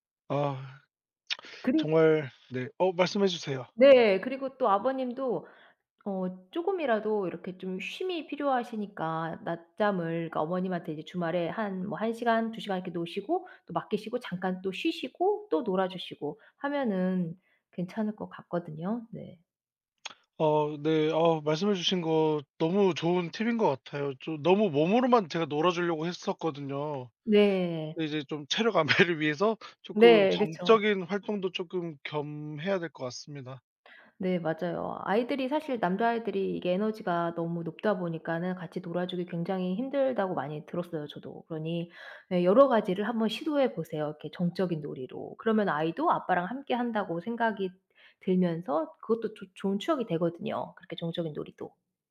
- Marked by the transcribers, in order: tsk; tsk; laughing while speaking: "안배를"; other background noise; tapping
- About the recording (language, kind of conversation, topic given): Korean, advice, 회사와 가정 사이에서 균형을 맞추기 어렵다고 느끼는 이유는 무엇인가요?